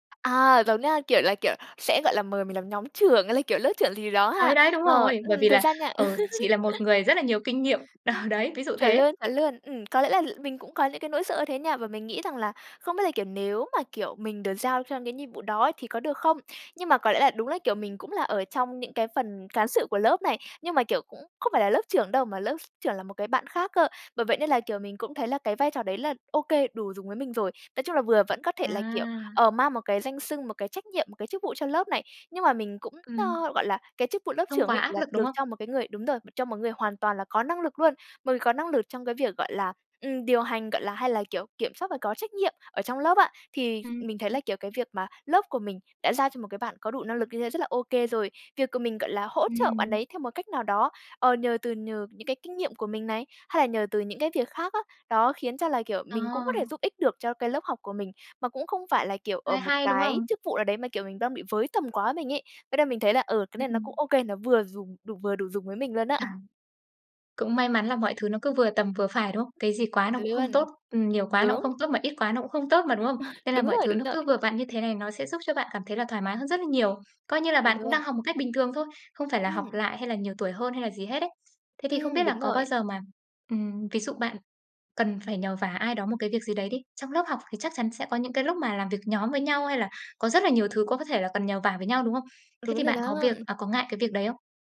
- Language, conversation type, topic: Vietnamese, podcast, Bạn có cách nào để bớt ngại hoặc xấu hổ khi phải học lại trước mặt người khác?
- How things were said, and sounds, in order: tapping; laugh; laughing while speaking: "Ừ"